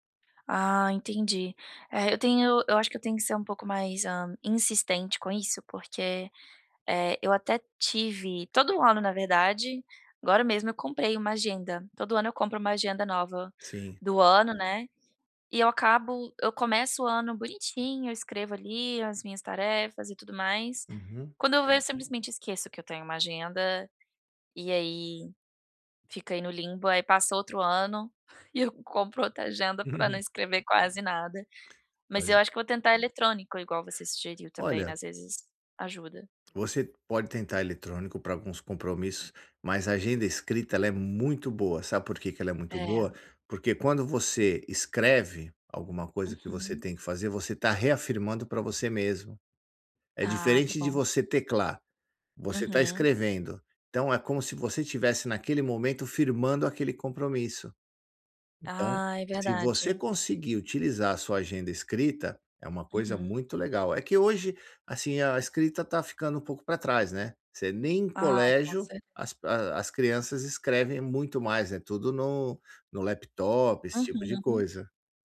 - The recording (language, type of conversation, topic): Portuguese, advice, Como posso me manter motivado(a) para fazer práticas curtas todos os dias?
- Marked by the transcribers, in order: other background noise; tapping; laughing while speaking: "e eu compro"; chuckle